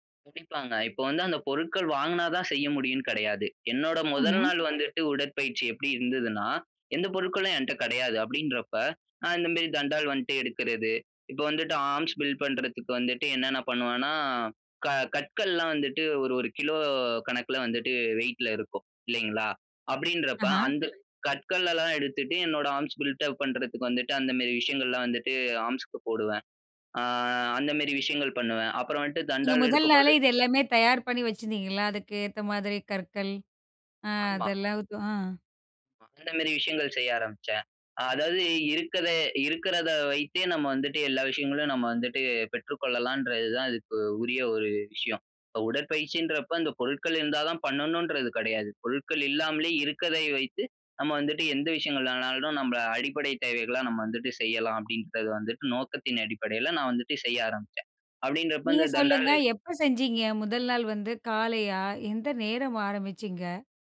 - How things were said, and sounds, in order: in English: "ஆர்ம்ஸ் பில்ட்"; drawn out: "பண்ணுவனா"; drawn out: "கிலோ"; other noise; in English: "ஆர்ம்ஸ் பில்ட் அப்"; in English: "ஆர்ம்ஸ்க்கு"; other background noise
- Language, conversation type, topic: Tamil, podcast, உடற்பயிற்சி தொடங்க உங்களைத் தூண்டிய அனுபவக் கதை என்ன?